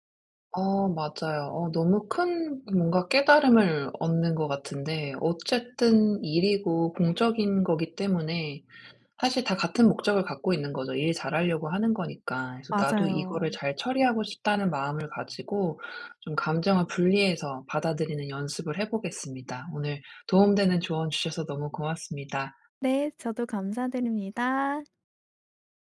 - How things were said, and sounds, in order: other background noise
- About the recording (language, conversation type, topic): Korean, advice, 건설적이지 않은 비판을 받을 때 어떻게 반응해야 하나요?